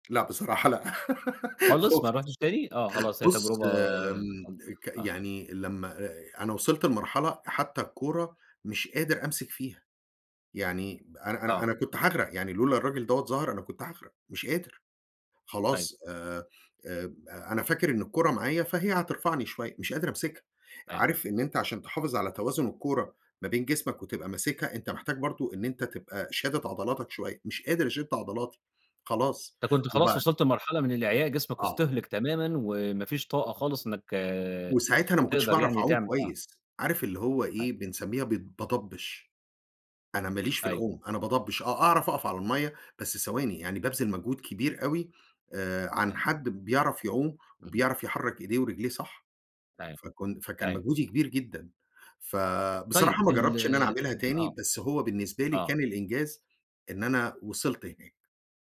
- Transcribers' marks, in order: tapping; giggle; other background noise; unintelligible speech
- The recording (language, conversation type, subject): Arabic, podcast, إيه أحلى سفرة سافرتها وبتفضل فاكرها على طول؟